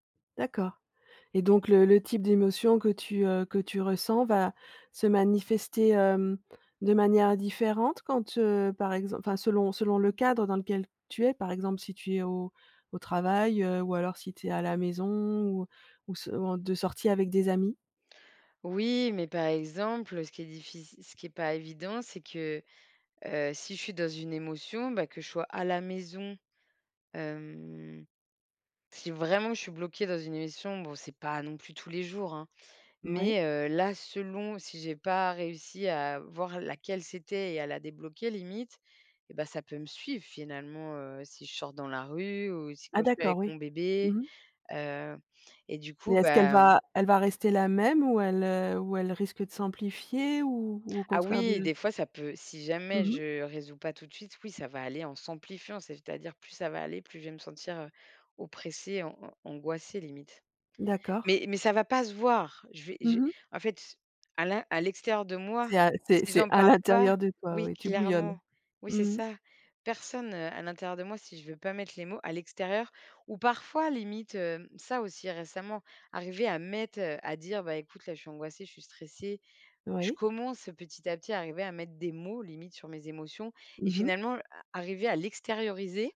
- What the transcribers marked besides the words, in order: stressed: "mots"
- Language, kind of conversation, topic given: French, podcast, Comment fais-tu pour reconnaître tes vraies émotions ?